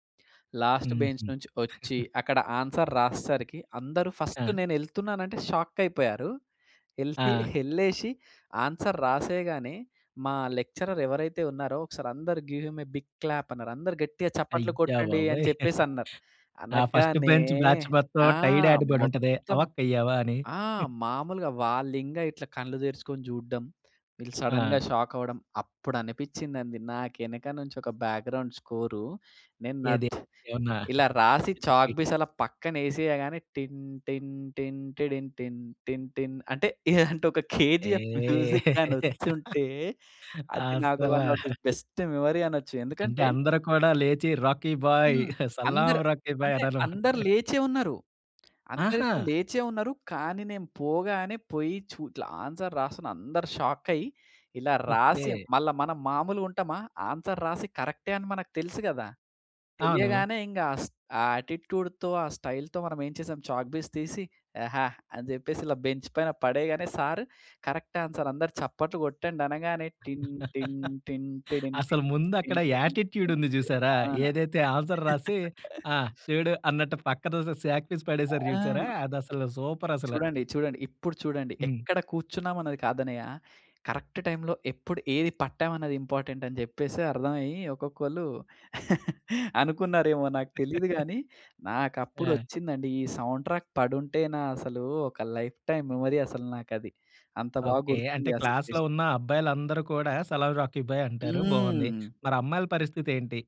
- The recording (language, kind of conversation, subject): Telugu, podcast, నీ జీవితానికి నేపథ్య సంగీతం ఉంటే అది ఎలా ఉండేది?
- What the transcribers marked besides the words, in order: in English: "లాస్ట్ బెంచ్"; chuckle; in English: "ఆన్సర్"; in English: "ఫస్ట్"; in English: "షాక్"; in English: "ఆన్సర్"; in English: "లెక్చరర్"; in English: "గివ్ హిమ్ ఎ బిగ్ క్లాప్"; giggle; in English: "ఫస్ట్ బెంచ్ బ్యాచ్"; in English: "టైడ్ యాడ్"; other noise; in English: "సడెన్‌గా షాక్"; in English: "బ్యాగ్రౌండ్"; in English: "చాక్ పీస్"; chuckle; unintelligible speech; humming a tune; in English: "మ్యూజిక్"; laughing while speaking: "అస్సలా"; in English: "వన్ ఆఫ్ ది బెస్ట్ మెమరీ"; in English: "ఆన్సర్"; in English: "షాక్"; in English: "ఆన్సర్"; in English: "ఆటిట్యూడ్‌తో"; in English: "స్టైల్‌తో"; in English: "చాక్‌పీస్"; in English: "బెంచ్"; in English: "సార్ కరెక్ట్ ఆన్సర్"; giggle; in English: "యాటిట్యూడ్"; humming a tune; in English: "ఆన్సర్"; giggle; in English: "కరెక్ట్ టైమ్‌లో"; in English: "ఇంపార్టెంట్"; giggle; in English: "సౌండ్ ట్రాక్"; in English: "లైఫ్ టైమ్ మెమరీ"; in English: "సిట్యుయేషన్"; in English: "క్లాస్‌లో"